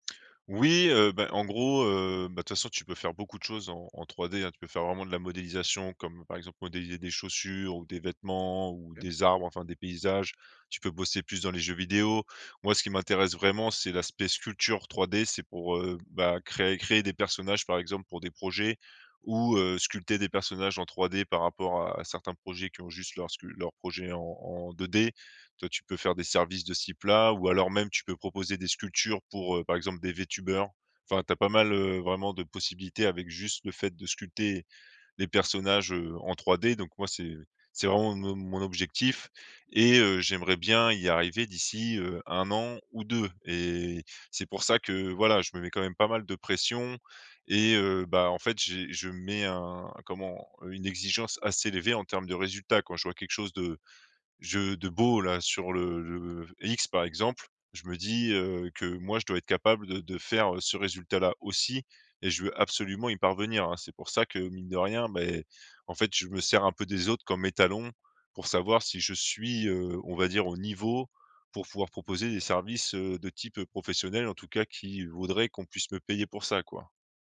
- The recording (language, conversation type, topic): French, advice, Comment arrêter de me comparer aux autres quand cela bloque ma confiance créative ?
- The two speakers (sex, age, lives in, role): male, 20-24, France, advisor; male, 30-34, France, user
- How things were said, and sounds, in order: other background noise; tapping